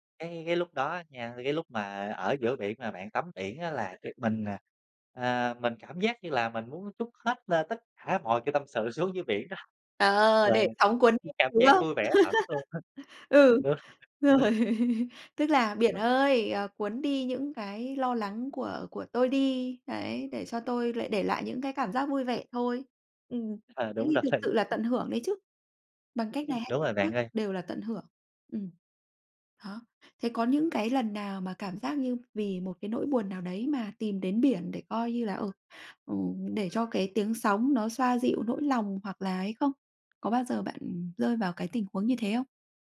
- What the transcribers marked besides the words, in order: tapping; laughing while speaking: "đó"; laughing while speaking: "không?"; laugh; laughing while speaking: "rồi"; laugh; chuckle; other background noise; laughing while speaking: "thì"
- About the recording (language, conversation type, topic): Vietnamese, podcast, Cảm giác của bạn khi đứng trước biển mênh mông như thế nào?
- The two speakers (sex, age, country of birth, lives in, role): female, 35-39, Vietnam, Vietnam, host; male, 30-34, Vietnam, Vietnam, guest